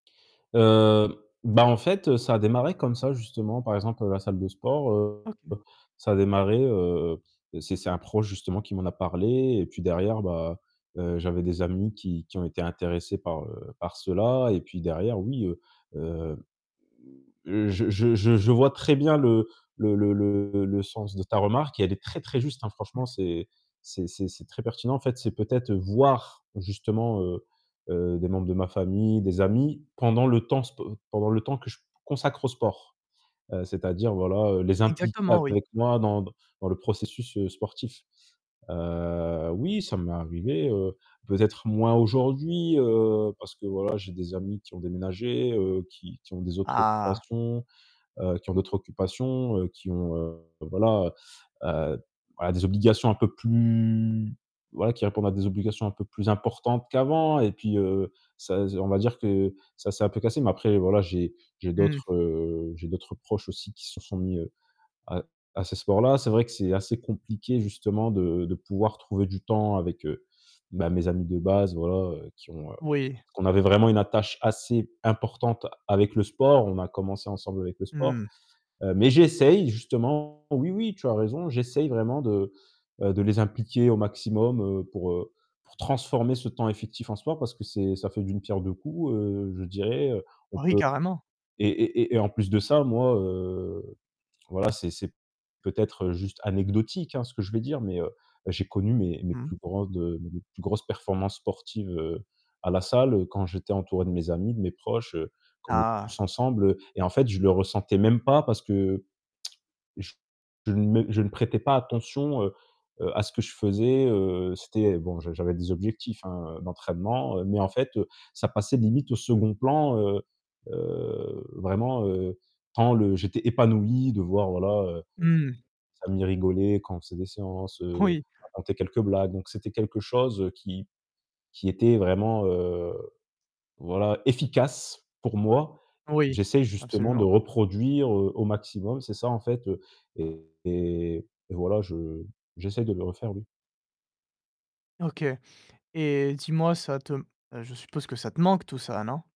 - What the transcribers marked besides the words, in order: distorted speech; stressed: "très, très"; mechanical hum; stressed: "Mmh"; tsk; laughing while speaking: "Oui"; stressed: "efficace"
- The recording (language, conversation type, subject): French, advice, Comment le manque d’équilibre entre votre travail et votre vie personnelle se manifeste-t-il pour vous ?